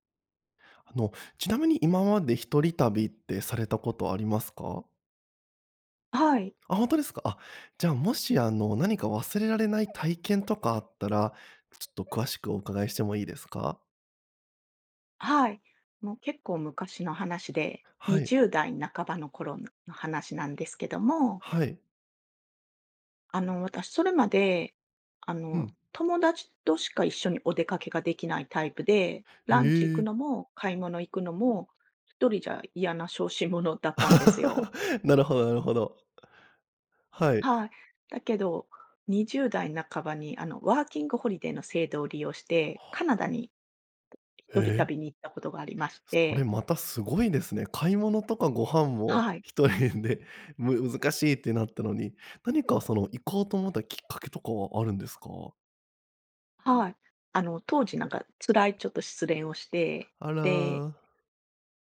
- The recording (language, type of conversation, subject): Japanese, podcast, ひとり旅で一番忘れられない体験は何でしたか？
- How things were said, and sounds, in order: other background noise; laugh; laughing while speaking: "ひとり で"